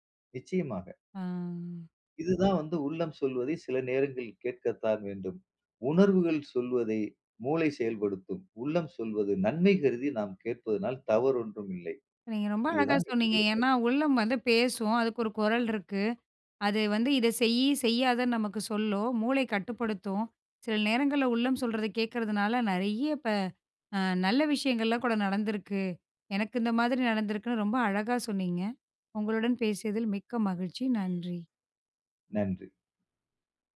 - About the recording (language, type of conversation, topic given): Tamil, podcast, உங்கள் உள்ளக் குரலை நீங்கள் எப்படி கவனித்துக் கேட்கிறீர்கள்?
- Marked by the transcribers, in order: drawn out: "ஆ"